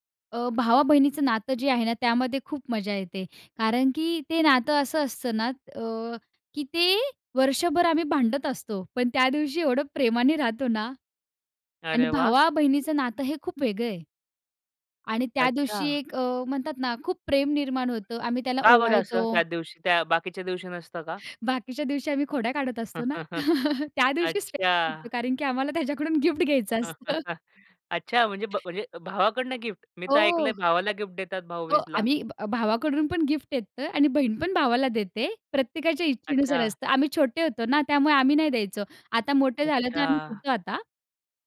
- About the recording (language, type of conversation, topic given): Marathi, podcast, तुमचे सण साजरे करण्याची खास पद्धत काय होती?
- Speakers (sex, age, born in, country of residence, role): female, 20-24, India, India, guest; male, 25-29, India, India, host
- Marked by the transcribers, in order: joyful: "पण त्यादिवशी एवढं प्रेमाने राहतो ना"; other background noise; joyful: "बाकीच्या दिवशी आम्ही खोड्या काढत … गिफ्ट घ्यायचं असतं"; chuckle; drawn out: "अच्छा"; chuckle